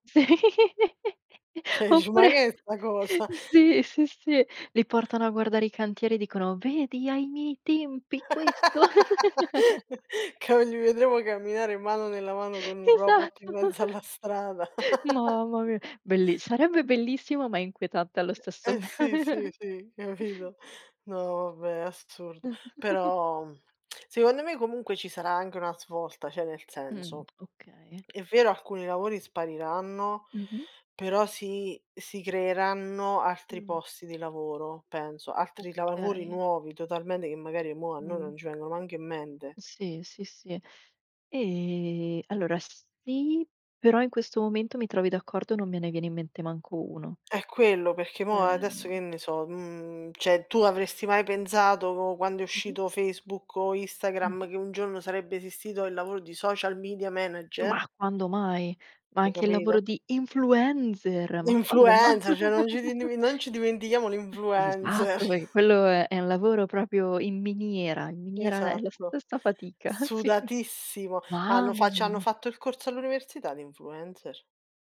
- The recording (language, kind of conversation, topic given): Italian, unstructured, Hai mai provato tristezza per la perdita di posti di lavoro a causa della tecnologia?
- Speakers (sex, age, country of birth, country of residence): female, 25-29, Italy, Italy; female, 30-34, Italy, Italy
- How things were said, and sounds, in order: laughing while speaking: "Sì, oppure sì, sì, sì"; "Cioè" said as "ceh"; "dici" said as "ici"; laugh; laughing while speaking: "Che non li vedremo camminare … mezzo alla strada"; laugh; other background noise; laughing while speaking: "Esatto. Mamma mia!"; laugh; laugh; tapping; laughing while speaking: "Eh sì, sì, sì, capido?"; giggle; "capito" said as "capido"; chuckle; lip smack; "cioè" said as "ceh"; "cioè" said as "ceh"; "pensato" said as "penzato"; "capito" said as "capido"; stressed: "influenzer"; "influencer" said as "influenzer"; laughing while speaking: "L'influencer, ceh non ci dimen non ci dimentichiamo l'influencer"; "cioè" said as "ceh"; laughing while speaking: "ma?"; laugh; laughing while speaking: "sì"